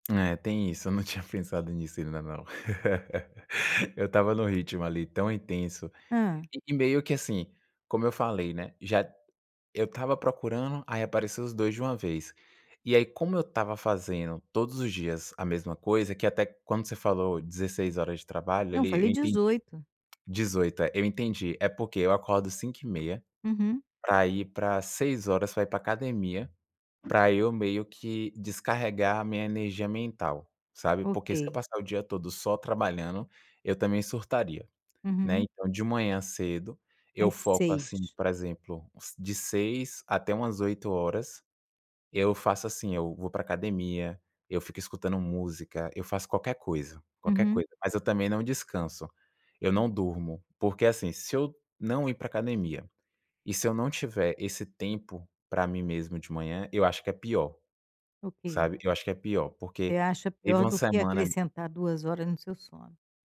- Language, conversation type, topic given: Portuguese, advice, Como lidar com o esgotamento causado por excesso de trabalho e falta de descanso?
- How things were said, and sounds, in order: tapping; laughing while speaking: "tinha"; laugh; unintelligible speech